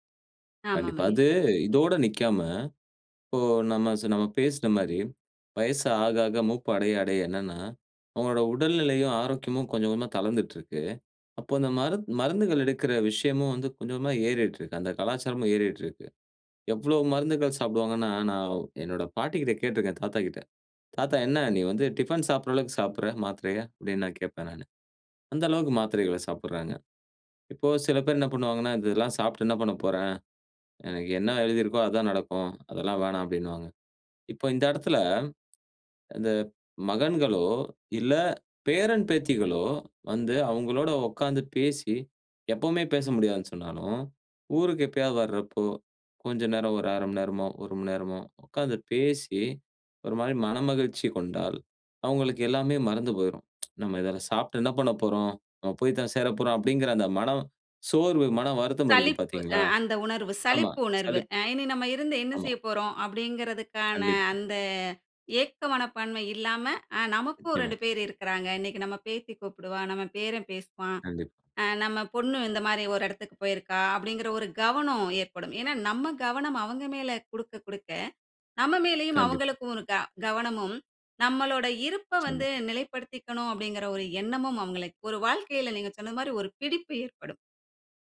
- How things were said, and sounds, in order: tapping; other background noise; "கண்டிப்பா" said as "கண்டிப்"; "கண்டிப்பா" said as "கண்டிப்"
- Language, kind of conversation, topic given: Tamil, podcast, வயதான பெற்றோரைப் பார்த்துக் கொள்ளும் பொறுப்பை நீங்கள் எப்படிப் பார்க்கிறீர்கள்?